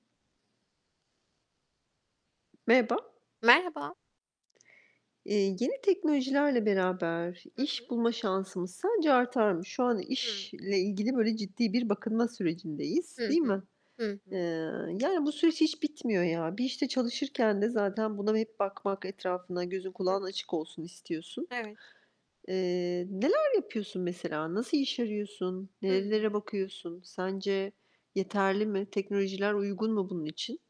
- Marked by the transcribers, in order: static; tapping; other background noise
- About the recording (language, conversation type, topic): Turkish, unstructured, Yeni teknolojiler iş bulma şansını artırır mı?